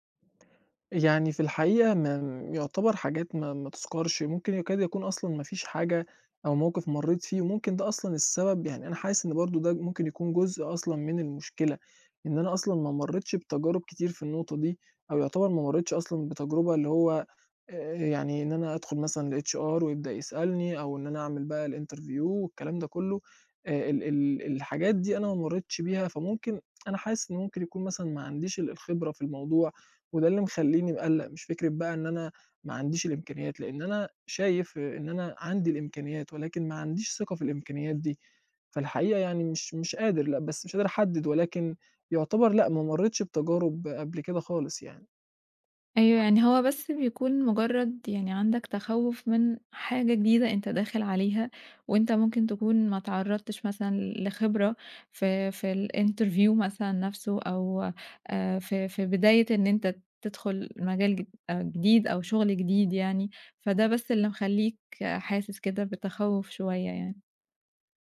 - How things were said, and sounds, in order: in English: "لHR"; in English: "الInterview"; tapping; other background noise; in English: "الInterview"
- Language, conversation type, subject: Arabic, advice, إزاي أتغلب على ترددي إني أقدّم على شغلانة جديدة عشان خايف من الرفض؟